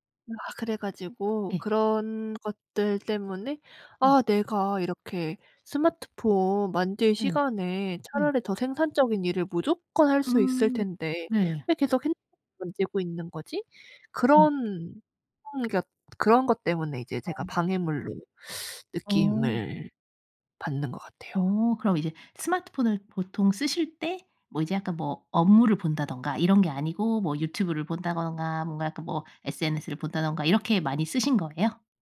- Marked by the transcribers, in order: tapping; other background noise
- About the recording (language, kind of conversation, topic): Korean, podcast, 스마트폰 같은 방해 요소를 어떻게 관리하시나요?